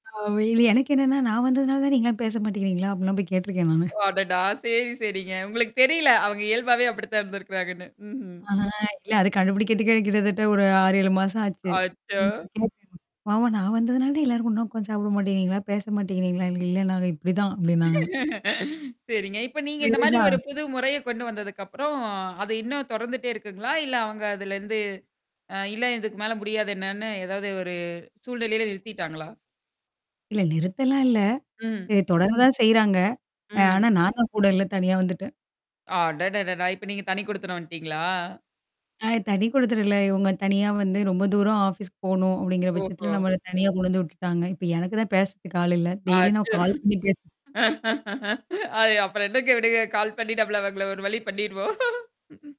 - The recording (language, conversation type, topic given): Tamil, podcast, உங்கள் துணையின் குடும்பத்துடன் உள்ள உறவுகளை நீங்கள் எவ்வாறு நிர்வகிப்பீர்கள்?
- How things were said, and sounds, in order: unintelligible speech; giggle; static; drawn out: "ஆ"; unintelligible speech; laugh; other background noise; laughing while speaking: "சரிதான்"; in English: "ஆஃபீஸ்"; in English: "டெய்லி"; laugh; in English: "கால்"; laughing while speaking: "அது அப்புறம் என்னங்க விடுங்க கால் பண்ணி நம்மள அவுங்கள ஒரு வழி பண்ணிிருவோம்"; in English: "கால்"